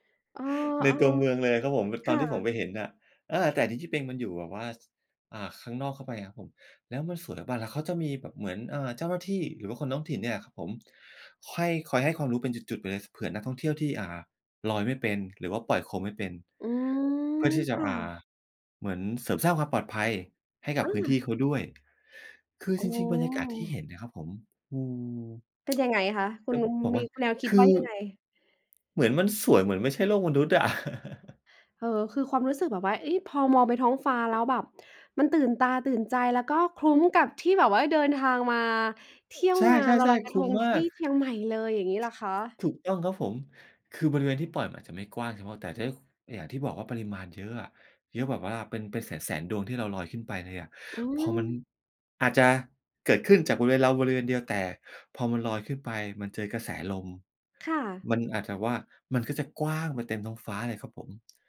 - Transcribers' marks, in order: tapping; tsk; chuckle; other background noise
- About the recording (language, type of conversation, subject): Thai, podcast, เคยไปร่วมพิธีท้องถิ่นไหม และรู้สึกอย่างไรบ้าง?